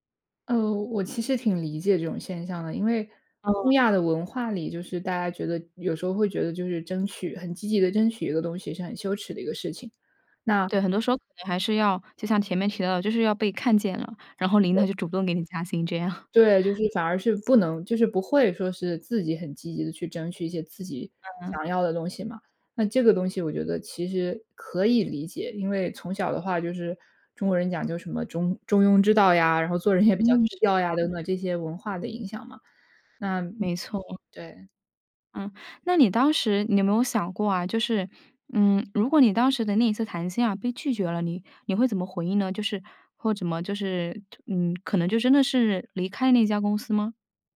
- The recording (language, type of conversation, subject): Chinese, podcast, 你是怎么争取加薪或更好的薪酬待遇的？
- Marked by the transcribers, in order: chuckle; other background noise; laughing while speaking: "也"